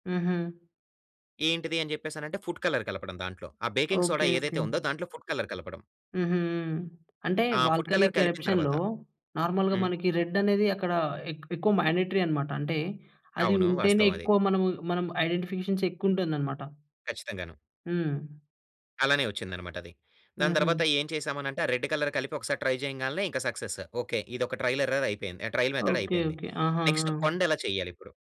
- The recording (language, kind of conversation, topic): Telugu, podcast, మీకు అత్యంత నచ్చిన ప్రాజెక్ట్ గురించి వివరించగలరా?
- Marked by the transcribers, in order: in English: "ఫుడ్ కలర్"; in English: "బేకింగ్ సోడా"; in English: "ఫుడ్ కలర్"; in English: "వోల్కనీక్ ఎరప్షన్‌లో నార్మల్‌గా"; in English: "ఫుడ్ కలర్"; in English: "రెడ్"; in English: "మ్యాన్‌డేటరి"; in English: "ఐడెంటిఫికేషన్స్"; in English: "రెడ్ కలర్"; in English: "ట్రై"; in English: "సక్సెస్"; in English: "ట్రైల్ ఎర్రర్"; in English: "ట్రైల్ మెథడ్"; in English: "నెక్స్ట్"